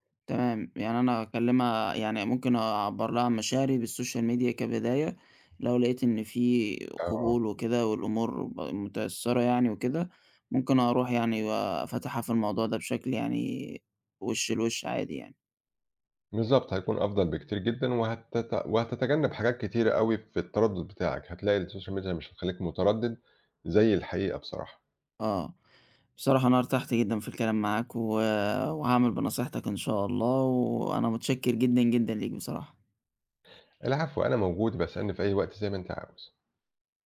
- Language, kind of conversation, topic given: Arabic, advice, إزاي أقدر أتغلب على ترددي إني أشارك مشاعري بجد مع شريكي العاطفي؟
- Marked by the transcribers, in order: in English: "بالsocial media"; in English: "الsocial media"